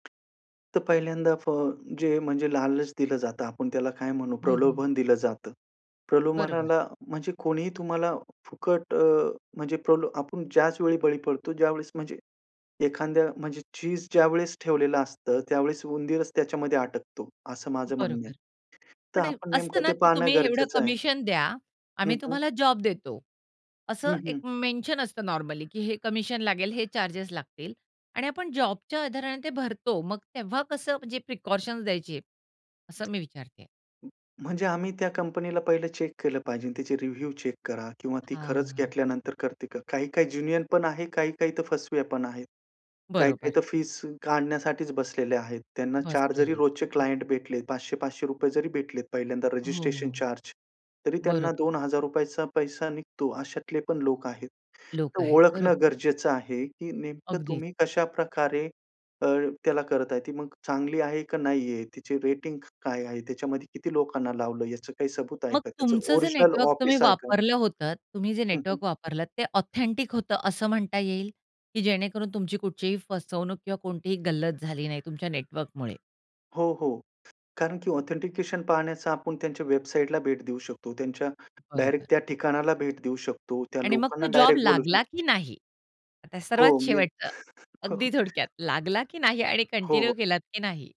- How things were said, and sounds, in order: tapping; other background noise; in English: "कमिशन"; in English: "कमिशन"; in English: "प्रिकॉशन्स"; in English: "चेक"; in English: "रिव्ह्यू चेक"; in English: "ज्येन्युअन"; in English: "क्लायंट"; in English: "ऑथेंटिक"; bird; in English: "ऑथेंटिकेशन"; chuckle; in English: "कंटिन्यू"
- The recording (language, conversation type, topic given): Marathi, podcast, करिअर बदलताना नेटवर्किंगचे महत्त्व तुम्हाला कसे जाणवले?